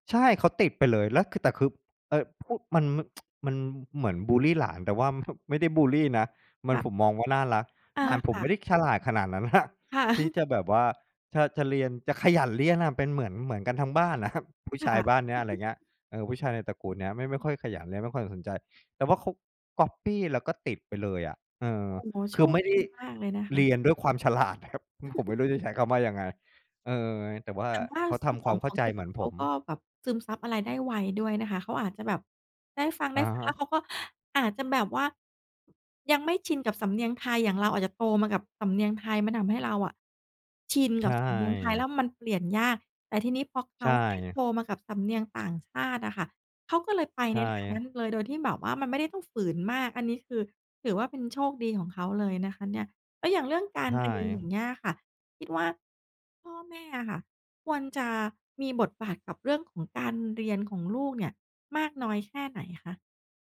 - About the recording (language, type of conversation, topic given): Thai, podcast, บทบาทของพ่อกับแม่ในครอบครัวยุคนี้ควรเป็นอย่างไร?
- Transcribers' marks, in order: tsk; chuckle; laughing while speaking: "น่ะ"; chuckle; laughing while speaking: "น่ะครับ"; chuckle; laughing while speaking: "ฉลาดน่ะครับ"; chuckle